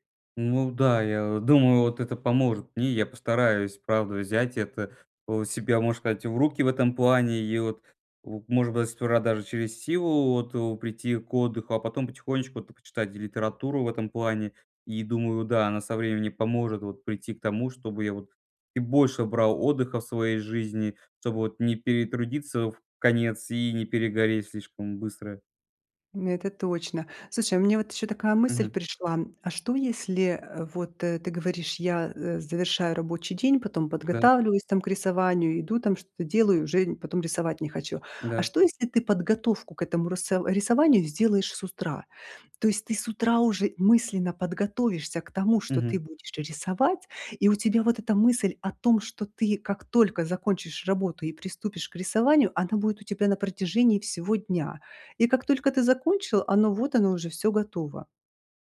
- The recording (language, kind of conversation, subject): Russian, advice, Как найти баланс между работой и личными увлечениями, если из-за работы не хватает времени на хобби?
- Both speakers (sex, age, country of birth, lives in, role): female, 40-44, Russia, Italy, advisor; male, 20-24, Russia, Estonia, user
- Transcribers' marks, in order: tapping; "утра" said as "устра"